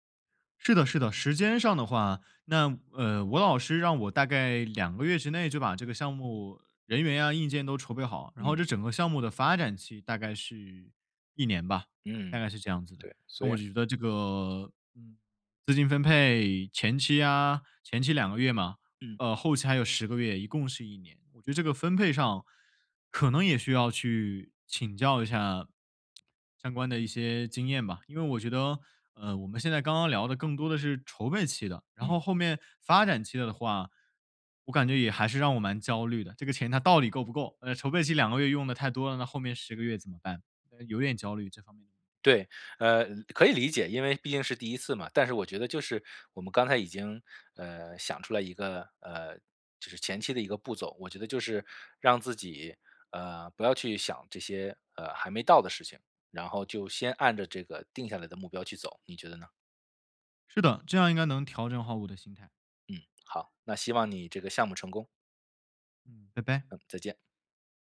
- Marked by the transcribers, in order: lip smack; unintelligible speech; "骤" said as "奏"
- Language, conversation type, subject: Chinese, advice, 在资金有限的情况下，我该如何确定资源分配的优先级？